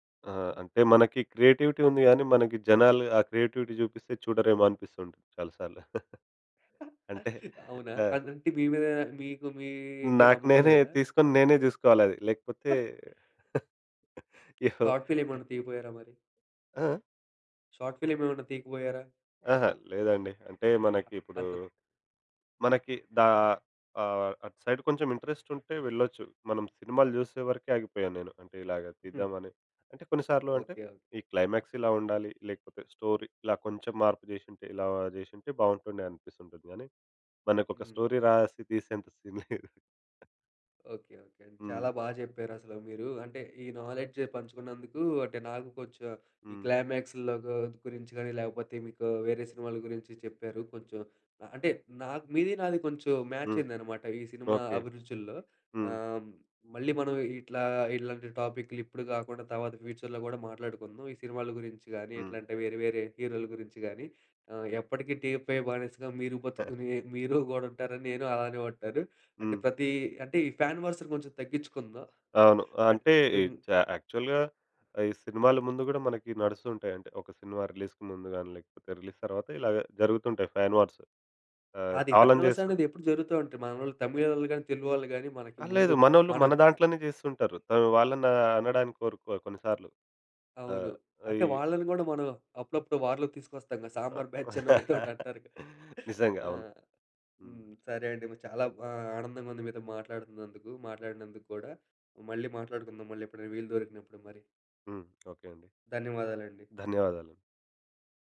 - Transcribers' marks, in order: in English: "క్రియేటివిటీ"; in English: "క్రియేటివిటీ"; chuckle; chuckle; in English: "షార్ట్ ఫిల్మ్"; laugh; in English: "షార్ట్ ఫిల్మ్"; in English: "సైడ్"; in English: "ఇంట్రెస్ట్"; in English: "క్లైమాక్స్"; in English: "స్టోరీ"; in English: "స్టోరీ"; laughing while speaking: "సీన్ లేదు"; in English: "సీన్"; in English: "నాలెడ్జ్"; in English: "క్లైమాక్స్‌లో"; in English: "మ్యాచ్"; in English: "ఫ్యూచర్‌లో"; in English: "టీఎఫ్‌ఐ"; chuckle; in English: "ఫ్యాన్ వార్స్"; in English: "యాక్చువల్‌గా"; in English: "రిలీజ్‌కి"; in English: "రిలీజ్"; in English: "ఫ్యాన్ వార్స్"; in English: "ఫ్యాన్ వార్స్"; in English: "వార్‌లోకి"; chuckle; laughing while speaking: "బ్యాచ్ అనో, ఏదోటి"; other background noise
- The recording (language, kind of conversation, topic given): Telugu, podcast, సినిమాకు ఏ రకమైన ముగింపు ఉంటే బాగుంటుందని మీకు అనిపిస్తుంది?